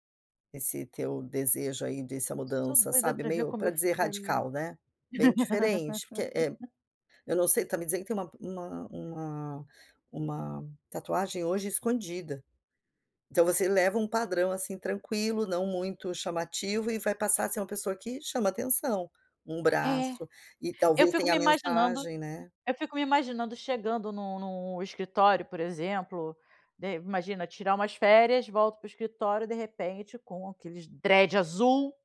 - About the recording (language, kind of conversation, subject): Portuguese, advice, Como posso mudar meu visual ou estilo sem temer a reação social?
- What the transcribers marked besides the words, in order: laugh; tapping; in English: "dreads"